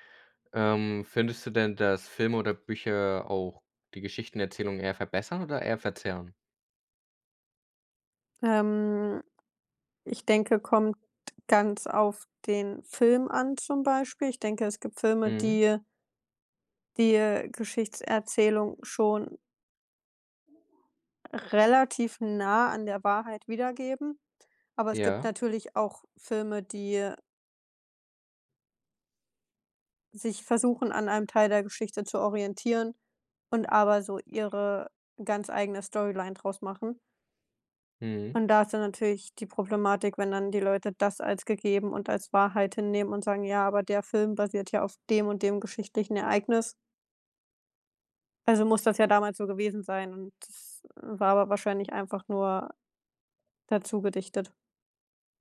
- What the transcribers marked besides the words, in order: stressed: "das"
- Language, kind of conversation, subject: German, unstructured, Was ärgert dich am meisten an der Art, wie Geschichte erzählt wird?
- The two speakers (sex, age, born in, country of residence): female, 25-29, Germany, Germany; male, 18-19, Germany, Germany